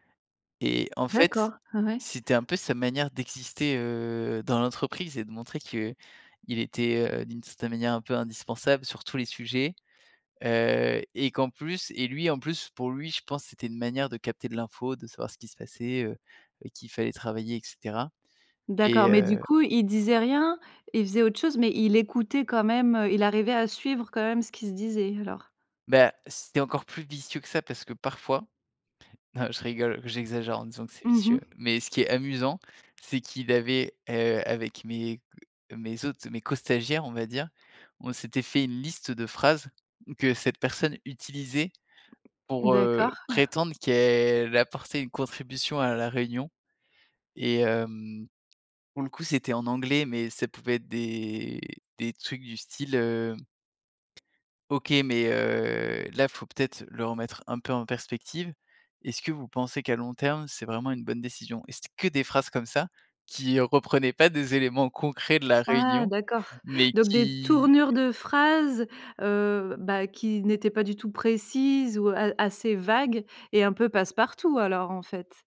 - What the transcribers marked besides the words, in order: tapping; chuckle
- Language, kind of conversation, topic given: French, podcast, Quelle est, selon toi, la clé d’une réunion productive ?